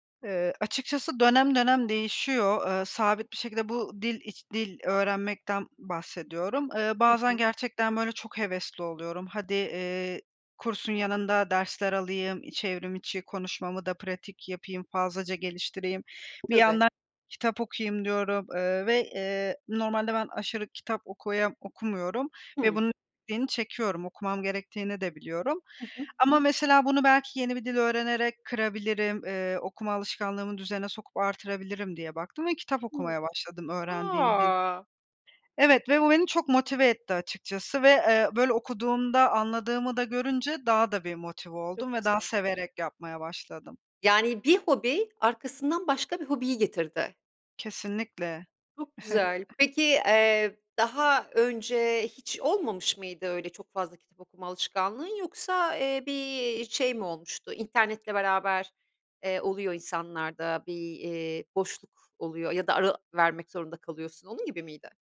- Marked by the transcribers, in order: tapping; unintelligible speech; drawn out: "A!"; chuckle; other noise
- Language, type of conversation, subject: Turkish, podcast, Hobiler stresle başa çıkmana nasıl yardımcı olur?